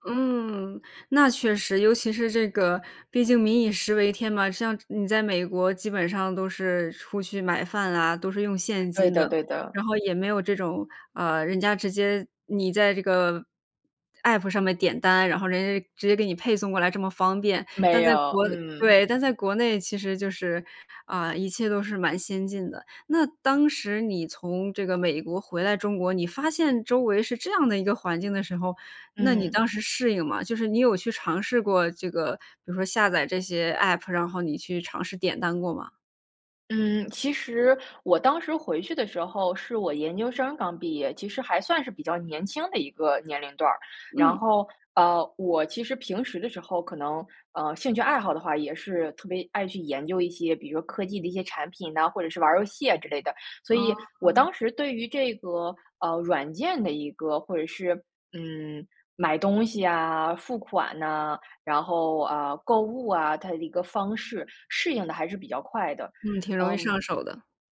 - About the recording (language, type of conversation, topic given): Chinese, podcast, 回国后再适应家乡文化对你来说难吗？
- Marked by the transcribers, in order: none